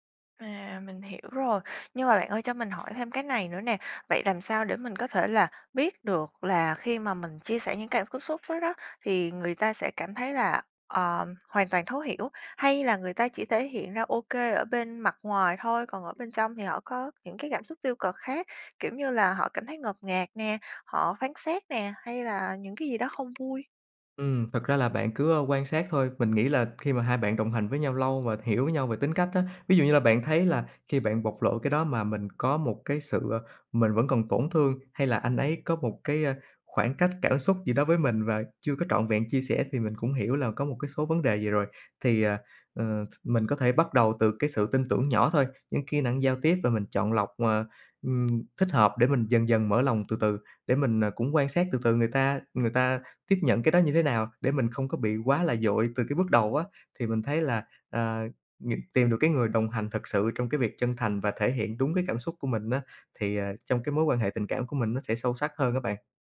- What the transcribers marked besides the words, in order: tapping; other background noise; unintelligible speech
- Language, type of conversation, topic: Vietnamese, advice, Vì sao bạn thường che giấu cảm xúc thật với người yêu hoặc đối tác?